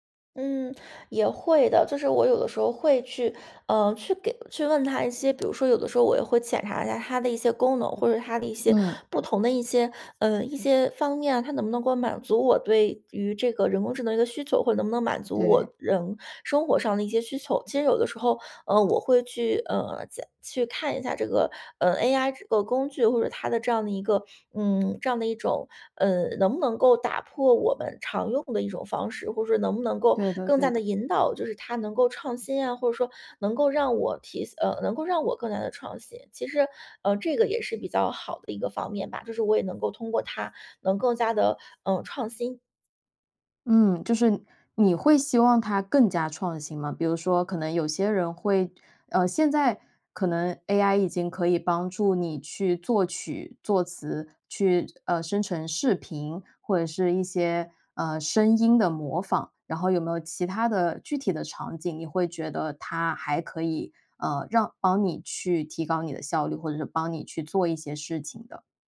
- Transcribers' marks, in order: other background noise
- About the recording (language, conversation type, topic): Chinese, podcast, 你如何看待人工智能在日常生活中的应用？